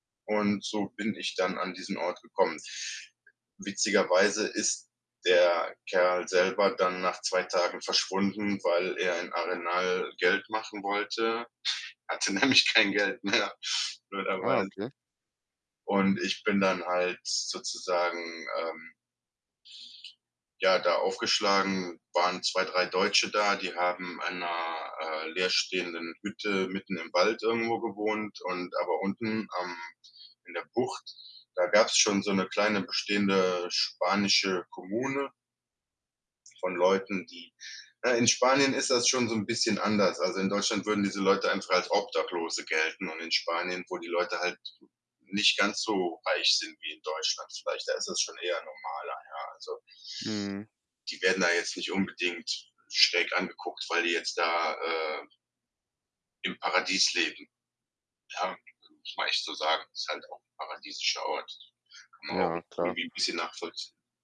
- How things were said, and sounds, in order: other background noise; laughing while speaking: "nämlich"; laughing while speaking: "mehr"; static; distorted speech
- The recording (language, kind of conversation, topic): German, podcast, Kannst du von einem Zufall erzählen, der dein Leben verändert hat?